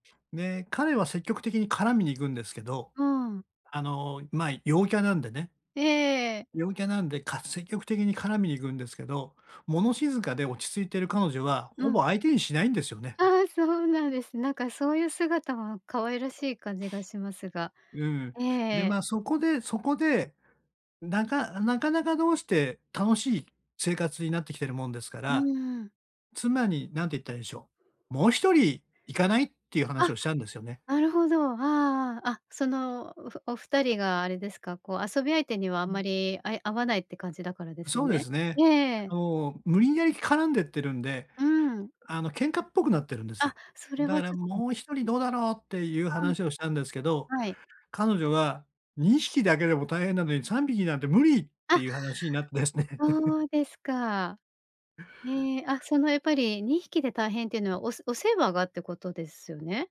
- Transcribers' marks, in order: other noise; tapping; laughing while speaking: "なってですね"
- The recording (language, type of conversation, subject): Japanese, advice, パートナーと所有物や支出について意見が合わないとき、どう話し合えばいいですか？